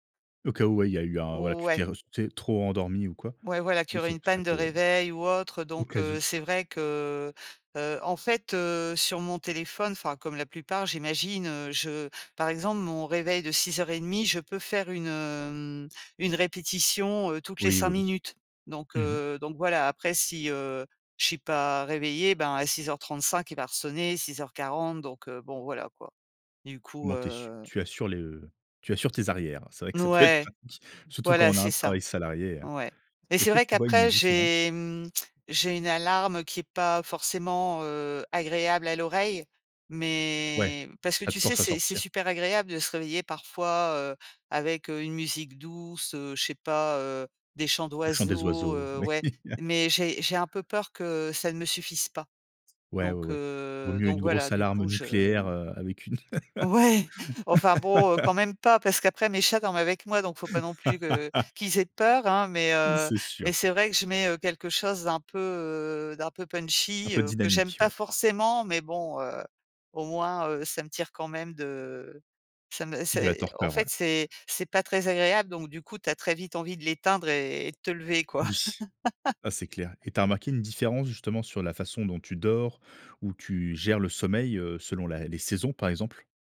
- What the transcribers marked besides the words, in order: laughing while speaking: "peut être pratique"; drawn out: "Mais"; laughing while speaking: "oui"; laugh; laughing while speaking: "ouais"; laugh; laugh; in English: "punchy"; stressed: "Oui"; laugh
- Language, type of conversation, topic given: French, podcast, Comment t’organises-tu pour te lever plus facilement le matin ?